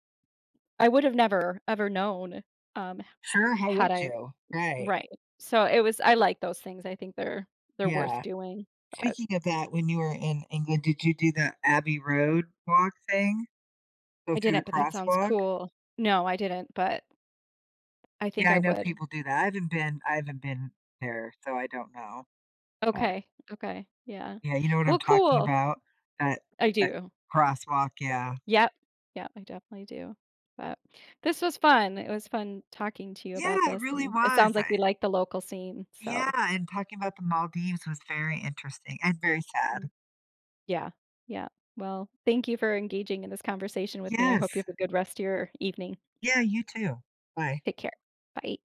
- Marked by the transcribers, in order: other background noise; tapping
- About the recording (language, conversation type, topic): English, unstructured, Should I explore a city like a local or rush the highlights?
- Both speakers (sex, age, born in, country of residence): female, 50-54, United States, United States; female, 55-59, United States, United States